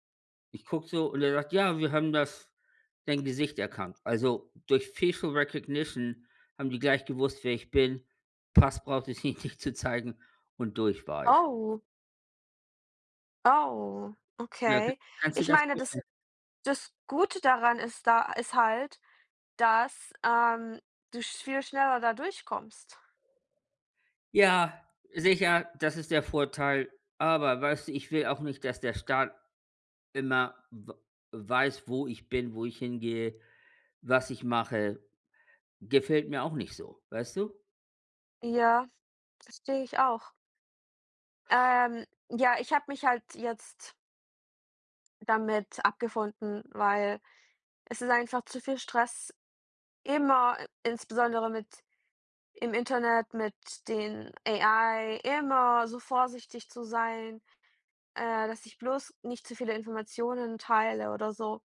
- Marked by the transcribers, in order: in English: "facial recognition"; laughing while speaking: "ihn nicht zu zeigen"; surprised: "Oh"; surprised: "Oh"
- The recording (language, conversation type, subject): German, unstructured, Wie stehst du zur technischen Überwachung?